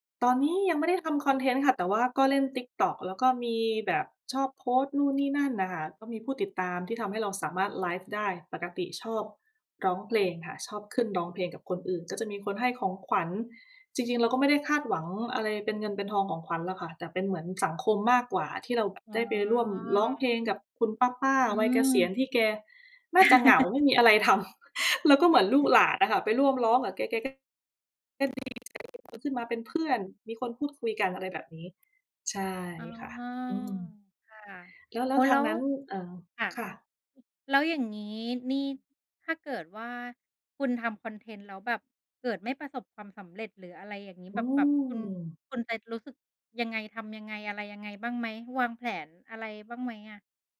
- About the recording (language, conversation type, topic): Thai, unstructured, คุณอยากทำอะไรให้สำเร็จภายในอีกห้าปีข้างหน้า?
- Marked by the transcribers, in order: other background noise; chuckle; tapping; chuckle; "แผน" said as "แผลน"